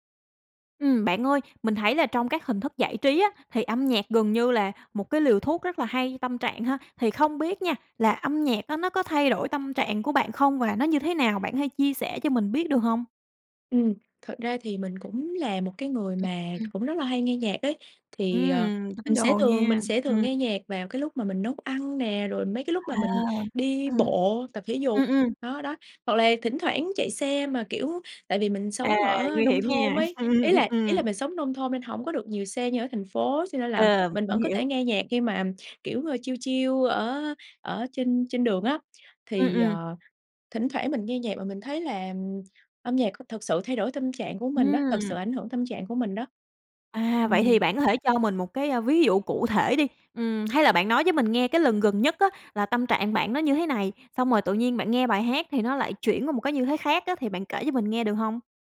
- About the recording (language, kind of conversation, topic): Vietnamese, podcast, Âm nhạc làm thay đổi tâm trạng bạn thế nào?
- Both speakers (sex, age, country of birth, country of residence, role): female, 25-29, Vietnam, Vietnam, guest; female, 25-29, Vietnam, Vietnam, host
- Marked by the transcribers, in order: chuckle; in English: "chill, chill"; tapping